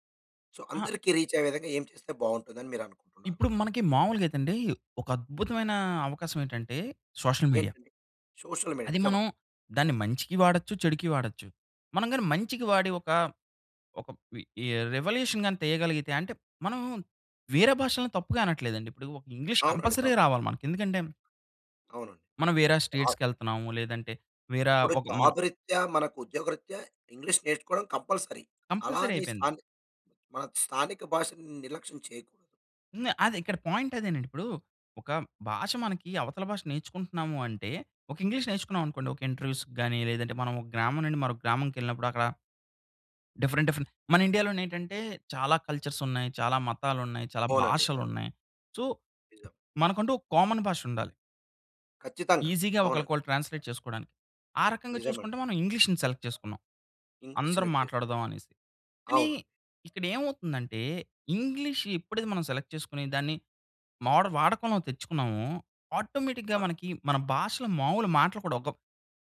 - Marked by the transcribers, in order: in English: "సో"; in English: "రీచ్"; in English: "సోషల్ మీడియా"; in English: "సోషల్ మీడియా"; in English: "రివల్యూషన్"; in English: "ఇంగ్లీష్ కంపల్సరీ"; in English: "స్టేట్స్‌కి"; in English: "ఇంగ్లీష్"; in English: "కంపల్సరీ"; in English: "కంపల్సరీ"; in English: "పాయింట్"; in English: "ఇంటర్వ్యూస్‌కి"; in English: "డిఫరెంట్, డిఫరెంట్"; in English: "సో"; in English: "కామన్"; in English: "ఈజీగా"; in English: "ట్రాన్స్‌లేట్"; in English: "సెలెక్ట్"; in English: "సెలెక్ట్"; in English: "సెలెక్ట్"; in English: "మోడల్"; in English: "ఆటోమేటిక్‌గా"
- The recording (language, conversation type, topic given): Telugu, podcast, స్థానిక భాషా కంటెంట్ పెరుగుదలపై మీ అభిప్రాయం ఏమిటి?